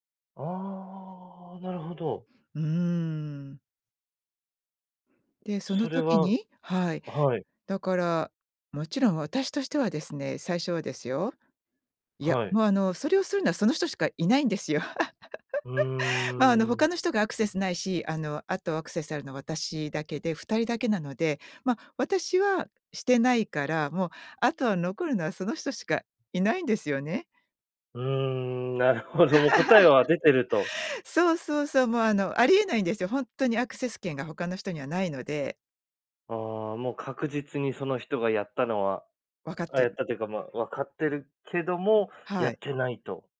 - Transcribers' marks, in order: laugh; laughing while speaking: "なるほど"; laugh
- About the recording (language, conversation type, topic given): Japanese, podcast, 相手の立場を理解するために、普段どんなことをしていますか？